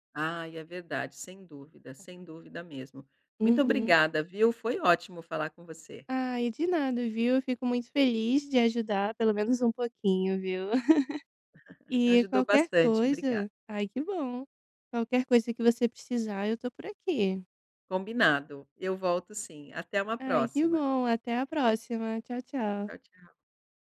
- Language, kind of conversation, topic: Portuguese, advice, Por que não consigo relaxar depois de um dia estressante?
- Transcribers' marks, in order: laugh; chuckle